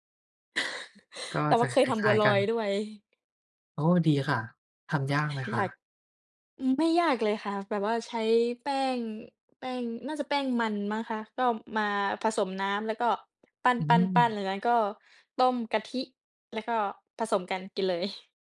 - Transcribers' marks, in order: chuckle; tapping
- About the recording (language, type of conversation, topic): Thai, unstructured, คุณชอบทำอะไรมากที่สุดในเวลาว่าง?
- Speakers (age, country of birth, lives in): 20-24, Thailand, Belgium; 60-64, Thailand, Thailand